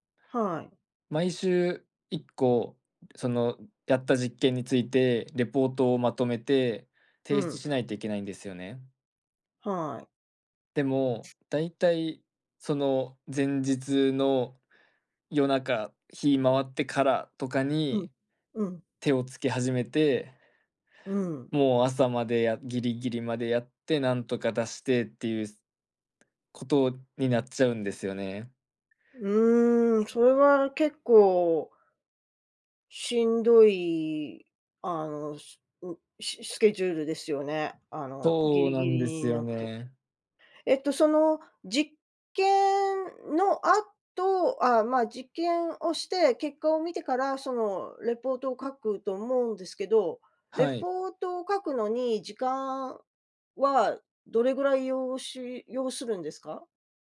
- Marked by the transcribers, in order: other background noise; other noise
- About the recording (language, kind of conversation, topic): Japanese, advice, 締め切りにいつもギリギリで焦ってしまうのはなぜですか？